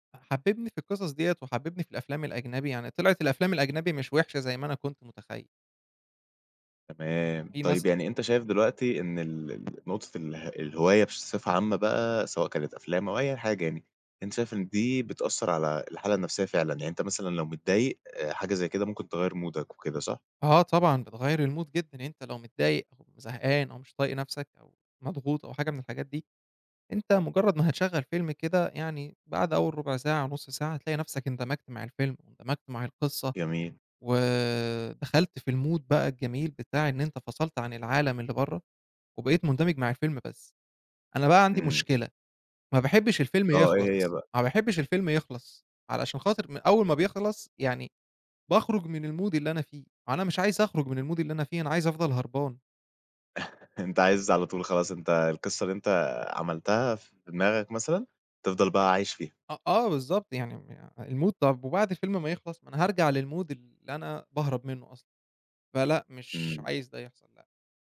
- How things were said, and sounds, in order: tapping; in English: "مودك"; in English: "الMood"; in English: "الMood"; in English: "الMood"; in English: "الMood"; laugh; in English: "الMood"; in English: "للMood"
- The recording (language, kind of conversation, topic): Arabic, podcast, احكيلي عن هوايتك المفضلة وإزاي بدأت فيها؟